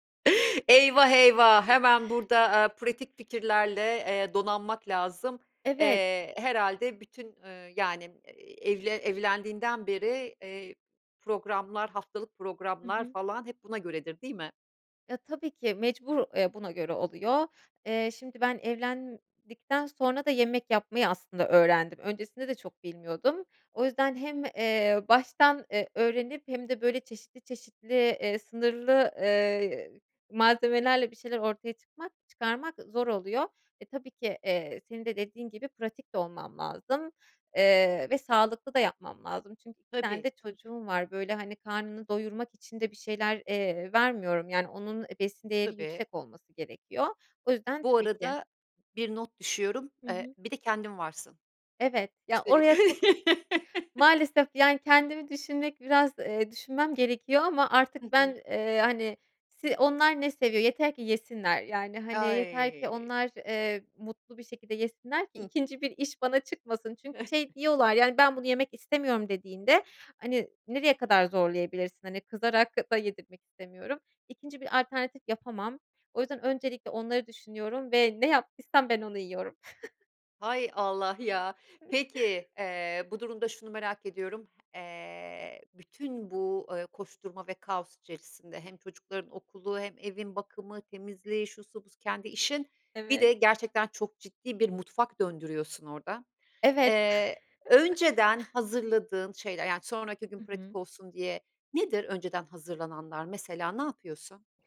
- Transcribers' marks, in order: chuckle; laughing while speaking: "Eyvah, eyvah"; other background noise; laugh; chuckle; chuckle; tapping; chuckle
- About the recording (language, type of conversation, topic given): Turkish, podcast, Evde pratik ve sağlıklı yemekleri nasıl hazırlayabilirsiniz?